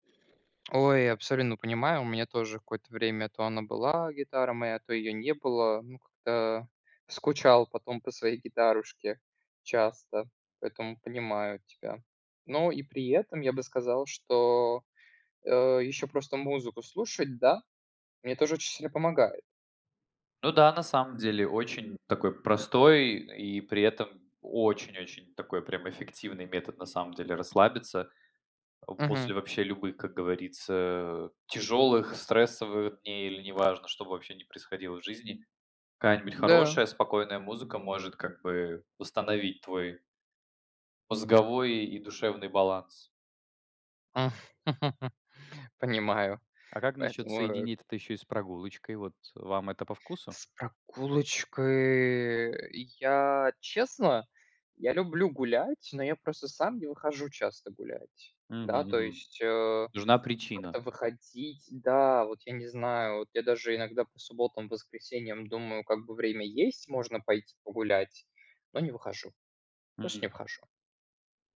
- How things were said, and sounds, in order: chuckle
- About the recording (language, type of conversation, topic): Russian, unstructured, Какие простые способы расслабиться вы знаете и используете?